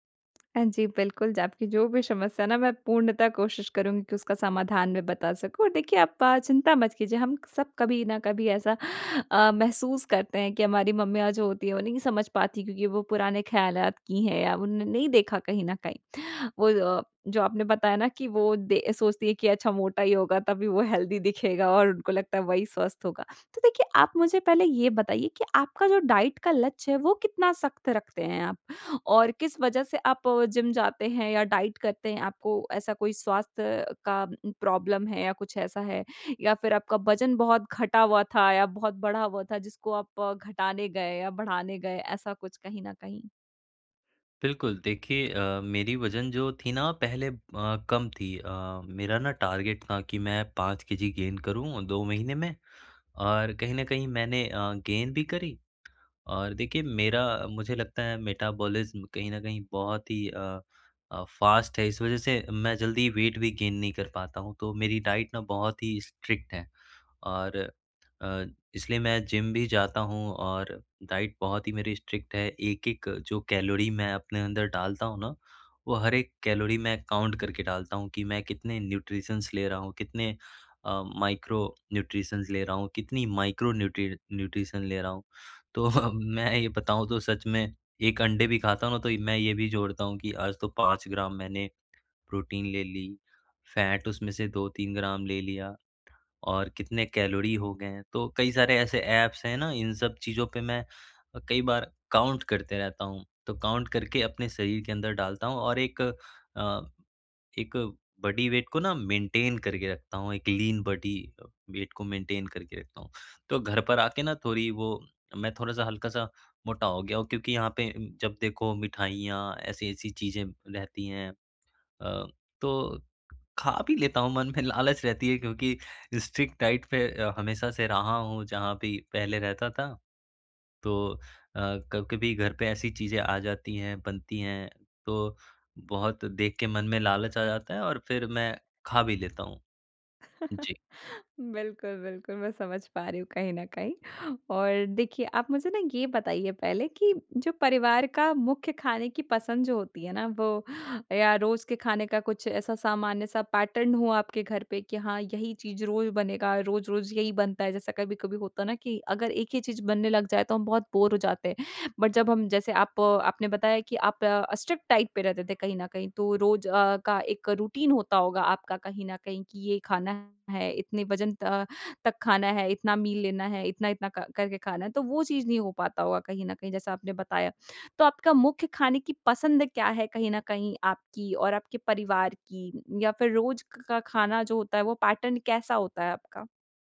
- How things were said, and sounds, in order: tapping; in English: "हेल्दी"; in English: "डाइट"; in English: "डाइट"; in English: "प्रॉब्लम"; in English: "टारगेट"; in English: "केजी गेन"; in English: "गेन"; in English: "मेटाबॉलिज्म"; in English: "फ़ास्ट"; in English: "वेट"; in English: "गेन"; in English: "डाइट"; in English: "स्ट्रिक्ट"; in English: "डाइट"; in English: "स्ट्रिक्ट"; in English: "काउंट"; in English: "न्यूट्रिशंस"; in English: "माइक्रो न्यूट्रिशंस"; in English: "माइक्रो न्यूट्री न्यूट्रिशन"; laughing while speaking: "तो मैं"; in English: "फैट"; in English: "ऐप्स"; in English: "काउंट"; in English: "काउंट"; in English: "बॉडी वेट"; in English: "मेंटेन"; in English: "लीन बॉडी वेट"; in English: "मेंटेन"; in English: "स्ट्रिक्ट डाइट"; chuckle; laughing while speaking: "बिल्कुल, बिल्कुल मैं समझ पा रही हूँ कहीं न कहीं"; in English: "पैटर्न"; in English: "बोर"; in English: "बट"; in English: "स्ट्रिक्ट डाइट"; in English: "रूटीन"; in English: "मील"; in English: "पैटर्न"
- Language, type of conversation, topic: Hindi, advice, परिवार के खाने की पसंद और अपने आहार लक्ष्यों के बीच मैं संतुलन कैसे बना सकता/सकती हूँ?